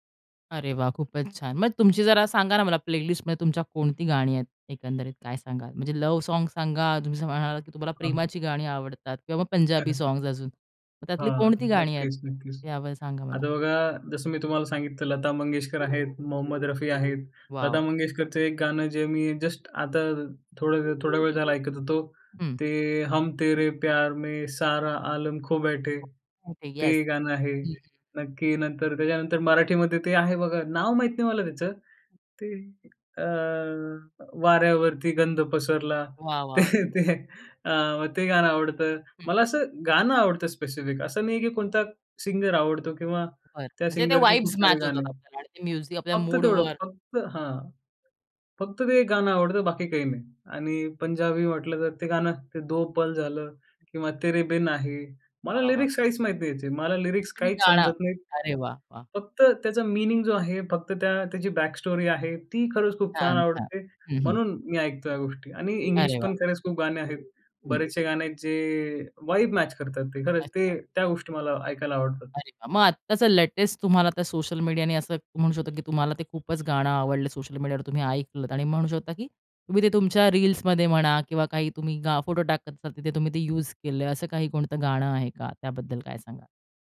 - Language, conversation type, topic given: Marathi, podcast, सोशल मीडियामुळे तुमच्या संगीताच्या आवडीमध्ये कोणते बदल झाले?
- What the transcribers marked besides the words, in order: in English: "प्लेलिस्टमध्ये"; in English: "लव्ह सॉन्ग्स"; chuckle; in English: "सॉन्ग्स"; "यावर" said as "यावळ"; dog barking; unintelligible speech; in English: "येस"; laughing while speaking: "ते, ते"; in English: "स्पेसिफिक"; in English: "सिंगर"; in English: "सिंगरचे"; in English: "वाइब्स मॅच"; stressed: "वाइब्स"; in English: "म्युझिक"; in English: "लिरिक्स"; in English: "लिरिक्स"; in English: "मीनिंग"; unintelligible speech; in English: "बॅकस्टोरी"; in English: "वाइब मॅच"; in English: "लेटेस्ट"; in English: "युज"